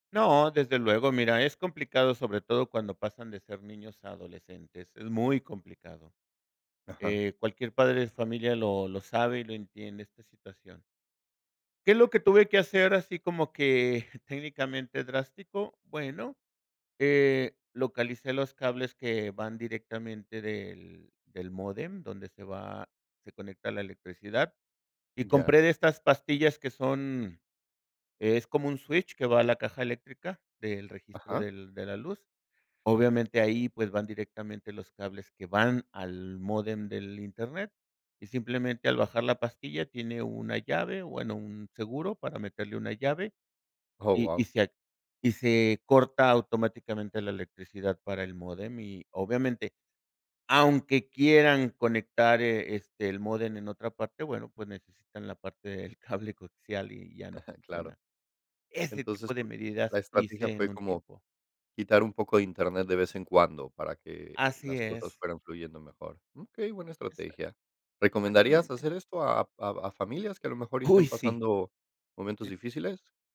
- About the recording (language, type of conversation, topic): Spanish, podcast, ¿Cómo regulas el uso del teléfono durante cenas o reuniones familiares?
- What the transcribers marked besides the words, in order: chuckle; other noise